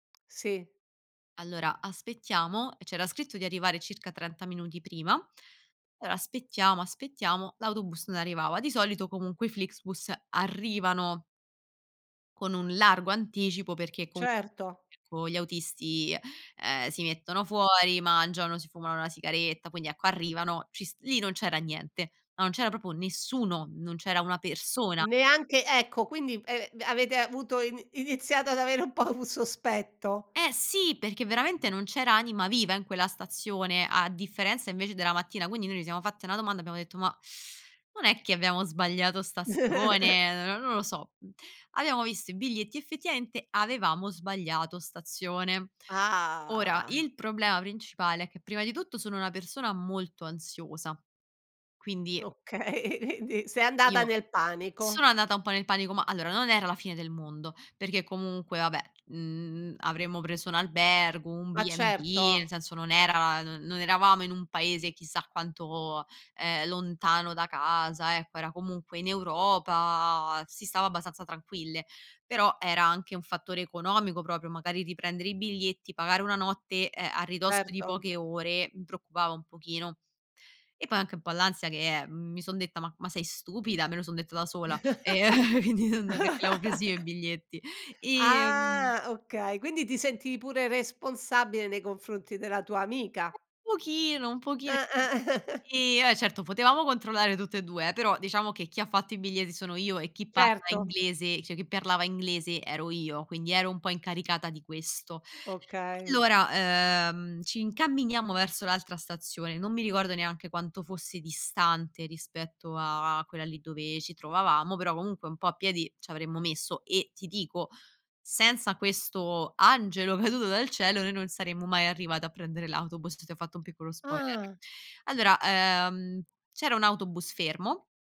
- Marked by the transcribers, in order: "Allora" said as "alloa"; other background noise; "proprio" said as "propo"; stressed: "nessuno"; laughing while speaking: "un po'"; laugh; teeth sucking; "effettivamente" said as "effettiamente"; drawn out: "Ah"; laughing while speaking: "Okay. indi"; "Quindi" said as "indi"; "proprio" said as "propio"; laugh; chuckle; laughing while speaking: "quindi non"; other noise; chuckle; "biglietti" said as "bieglieti"; "cioè" said as "ceh"; "parlava" said as "perlava"; laughing while speaking: "caduto"; tapping
- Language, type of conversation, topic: Italian, podcast, Raccontami di un errore che ti ha insegnato tanto?